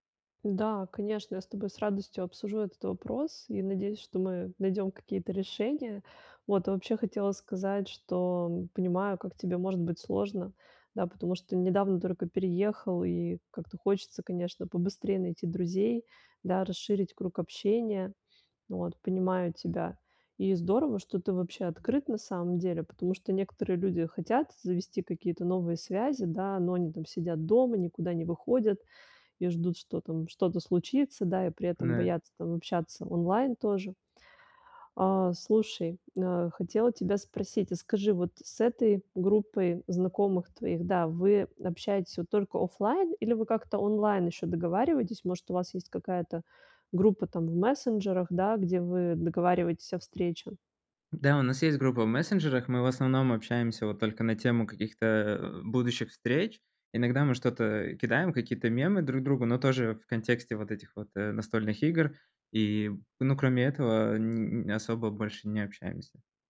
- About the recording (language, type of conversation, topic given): Russian, advice, Как постепенно превратить знакомых в близких друзей?
- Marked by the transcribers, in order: none